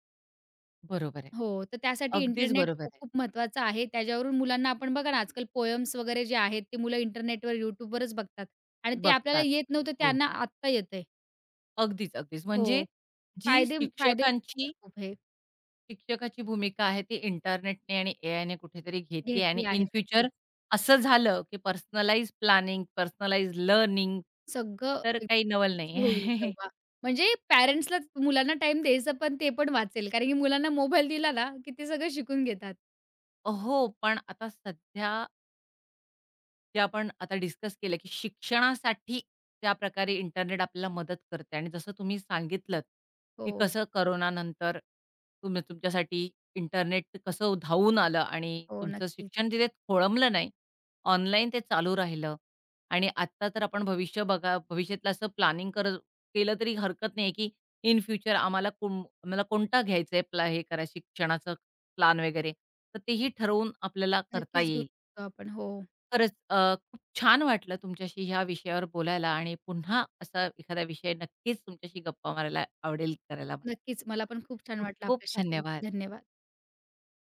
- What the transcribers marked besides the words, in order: tapping; unintelligible speech; other background noise; in English: "इन फ्युचर"; in English: "प्लॅनिंग"; unintelligible speech; chuckle; chuckle; stressed: "शिक्षणासाठी"; in English: "प्लॅनिंग"; in English: "इन फ्युचर"
- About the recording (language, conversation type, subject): Marathi, podcast, इंटरनेटमुळे तुमच्या शिकण्याच्या पद्धतीत काही बदल झाला आहे का?